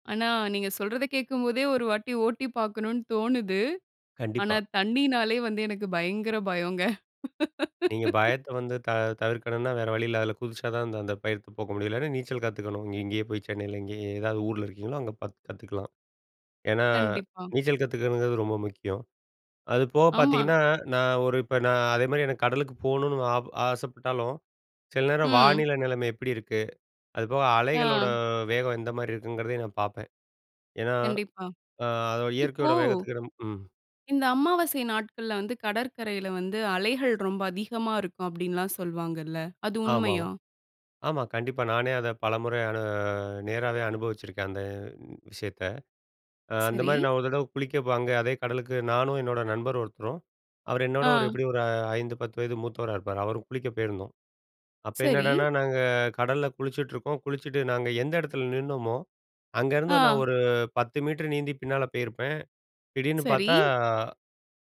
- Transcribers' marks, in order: laugh
- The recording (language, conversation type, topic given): Tamil, podcast, கடலோரத்தில் சாகசம் செய்யும் போது என்னென்னவற்றை கவனிக்க வேண்டும்?